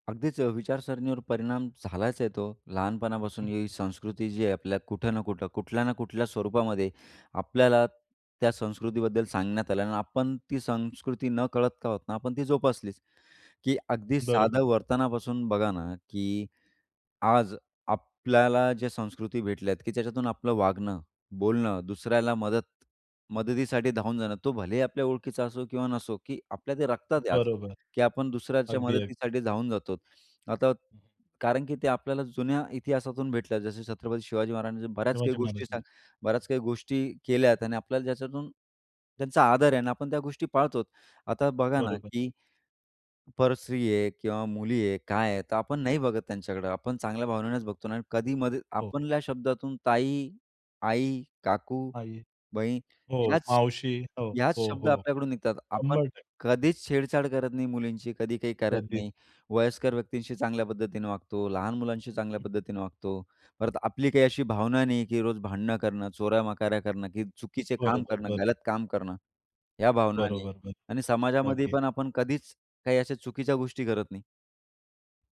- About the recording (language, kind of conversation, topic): Marathi, podcast, तुमच्या संस्कृतीतील कोणत्या गोष्टींचा तुम्हाला सर्वात जास्त अभिमान वाटतो?
- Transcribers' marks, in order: other background noise; tapping; "पाळतो" said as "पाळतोत"